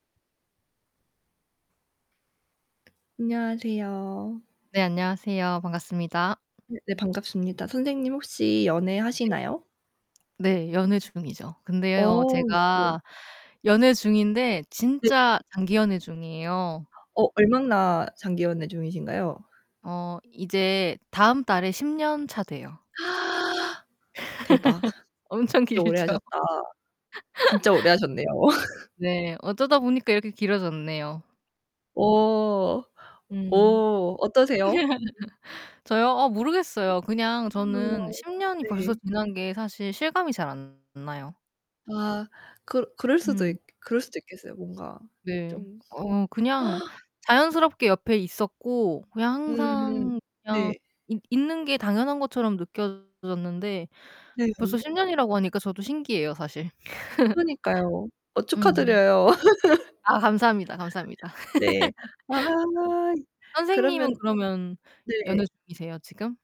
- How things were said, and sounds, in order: tapping; distorted speech; other background noise; gasp; laugh; laughing while speaking: "엄청 길죠"; laugh; laugh; laugh; unintelligible speech; gasp; laugh; laugh
- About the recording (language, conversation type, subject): Korean, unstructured, 연애에서 가장 중요한 가치는 무엇이라고 생각하시나요?